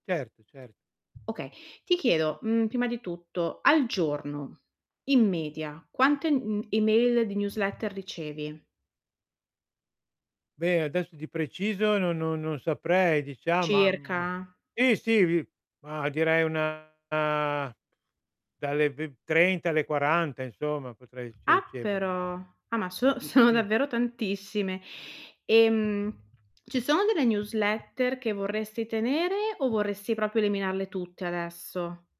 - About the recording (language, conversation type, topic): Italian, advice, Come posso ridurre le newsletter e ripulire la mia casella di posta elettronica?
- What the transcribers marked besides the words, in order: tapping; distorted speech; "cioè" said as "ceh"; laughing while speaking: "sono"; "proprio" said as "propio"; "eliminarle" said as "eliminalle"